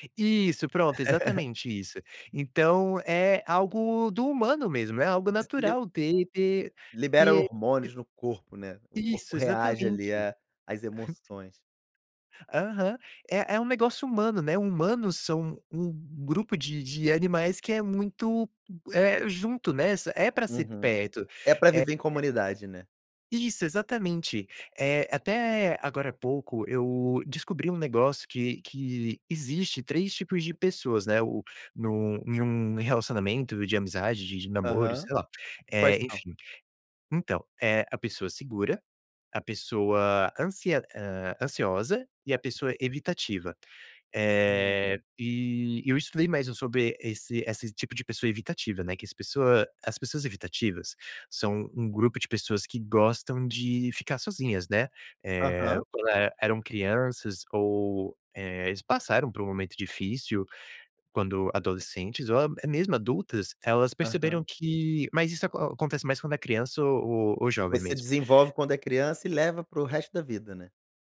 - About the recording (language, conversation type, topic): Portuguese, podcast, Como a conexão com outras pessoas ajuda na sua recuperação?
- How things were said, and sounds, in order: chuckle; unintelligible speech; chuckle